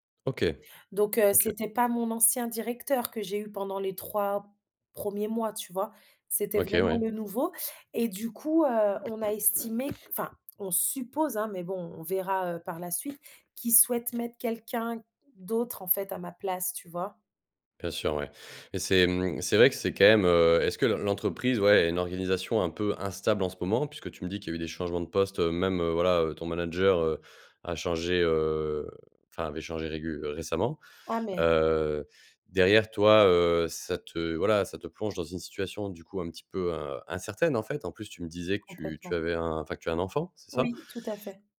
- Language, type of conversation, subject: French, advice, Que puis-je faire après avoir perdu mon emploi, alors que mon avenir professionnel est incertain ?
- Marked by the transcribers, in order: tapping; other noise; stressed: "instable"